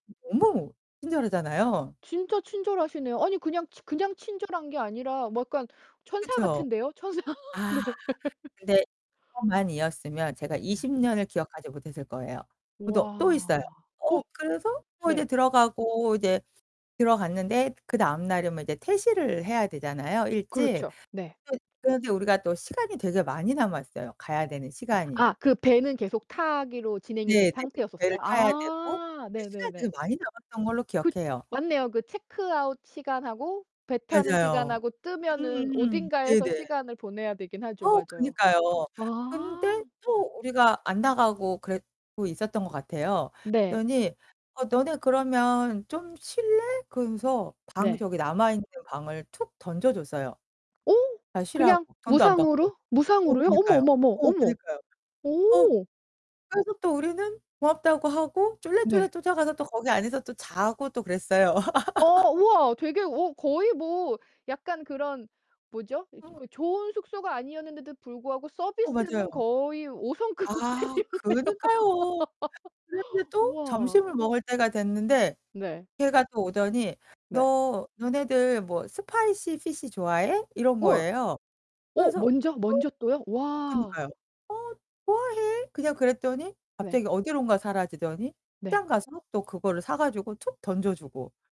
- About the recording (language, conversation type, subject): Korean, podcast, 길에서 만난 낯선 사람에게서 뜻밖의 친절을 받았던 경험을 들려주실 수 있나요?
- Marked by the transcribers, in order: other background noise; unintelligible speech; laughing while speaking: "천사 네"; laugh; static; distorted speech; laughing while speaking: "그랬어요"; laugh; laughing while speaking: "오 성급 호텔이었네요"; laugh; in English: "spicy fish"